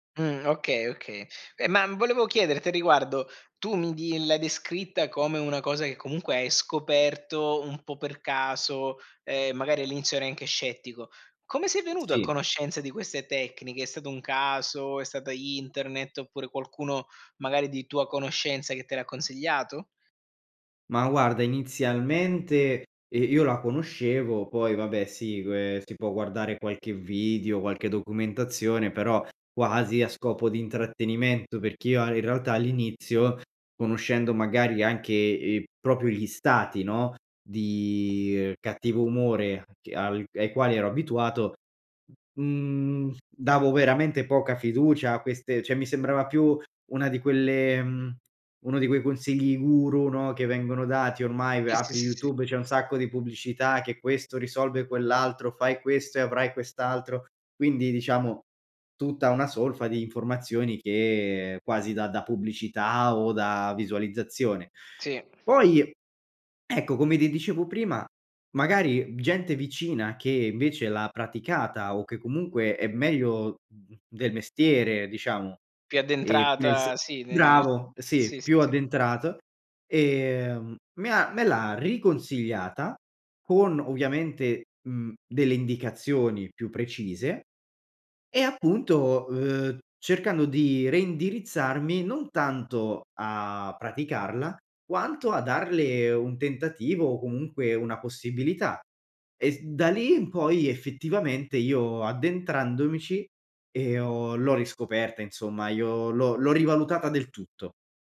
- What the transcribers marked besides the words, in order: "video" said as "vidio"; "proprio" said as "propio"; "cioè" said as "ceh"; tapping; other background noise
- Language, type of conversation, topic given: Italian, podcast, Come usi la respirazione per calmarti?